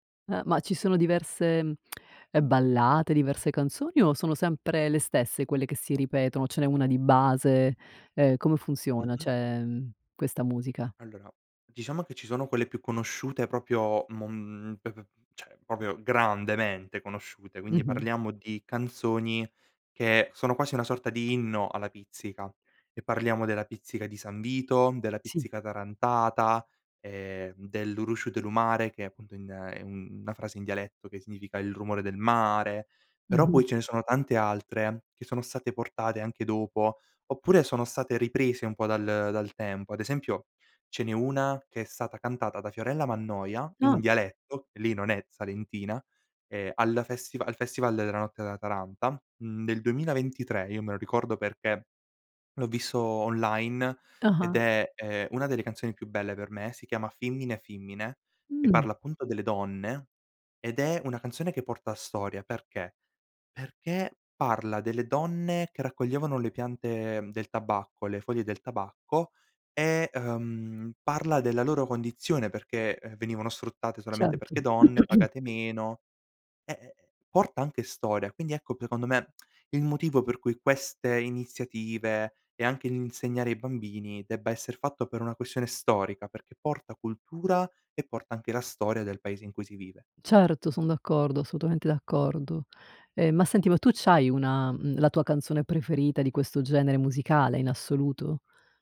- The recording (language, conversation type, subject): Italian, podcast, Quali tradizioni musicali della tua regione ti hanno segnato?
- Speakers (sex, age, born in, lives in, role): female, 50-54, Italy, United States, host; male, 18-19, Italy, Italy, guest
- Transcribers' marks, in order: tongue click; "cioè" said as "ceh"; "cioè" said as "ceh"; "proprio" said as "popio"; throat clearing; "secondo" said as "econdo"; other background noise